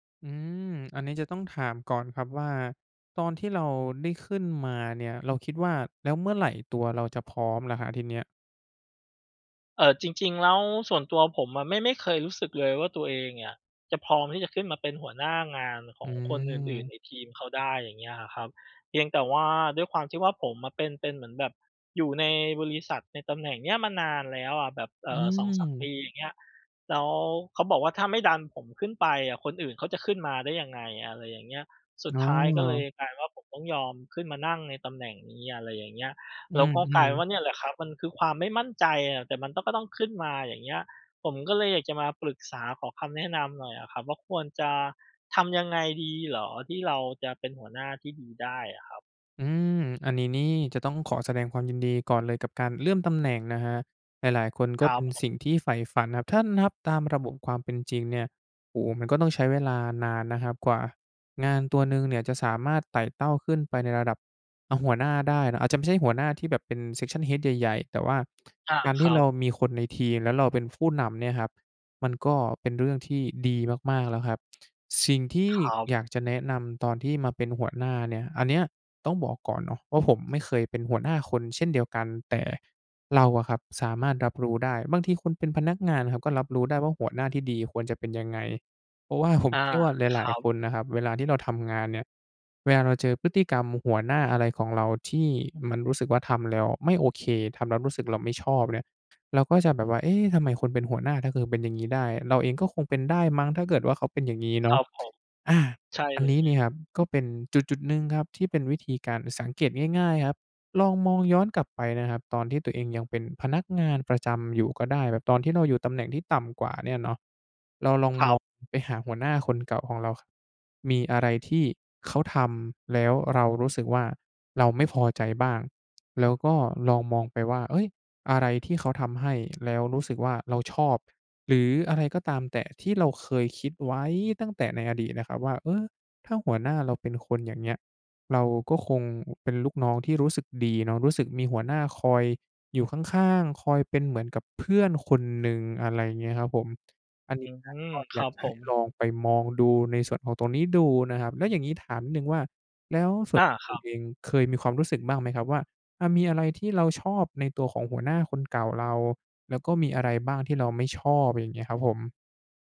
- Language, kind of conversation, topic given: Thai, advice, เริ่มงานใหม่แล้วยังไม่มั่นใจในบทบาทและหน้าที่ ควรทำอย่างไรดี?
- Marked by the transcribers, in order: in English: "Section Head"; laughing while speaking: "ผม"